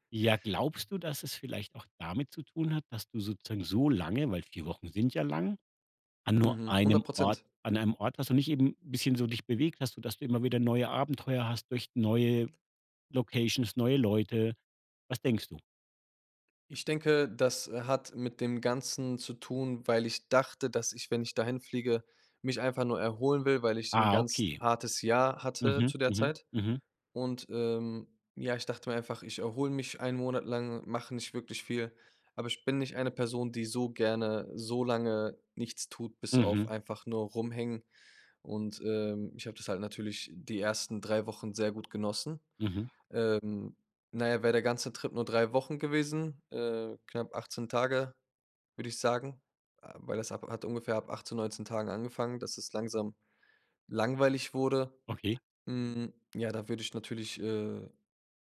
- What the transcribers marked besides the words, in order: stressed: "so"; other background noise
- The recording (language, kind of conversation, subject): German, podcast, Welche Tipps hast du für die erste Solo-Reise?